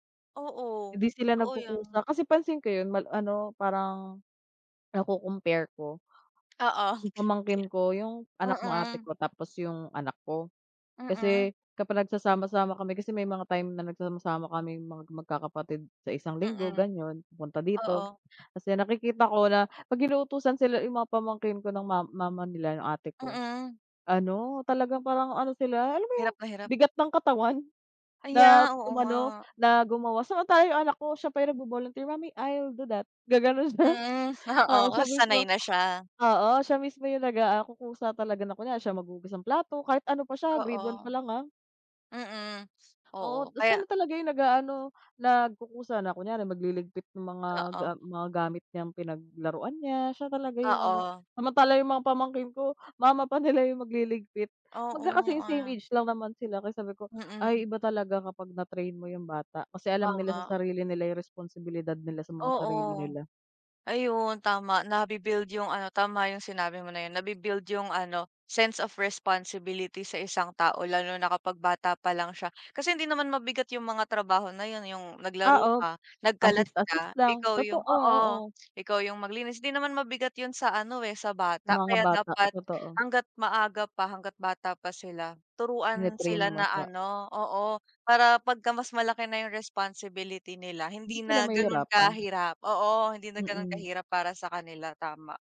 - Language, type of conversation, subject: Filipino, unstructured, Anong gawaing-bahay ang pinakagusto mong gawin?
- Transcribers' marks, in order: other background noise; tapping; laughing while speaking: "siya"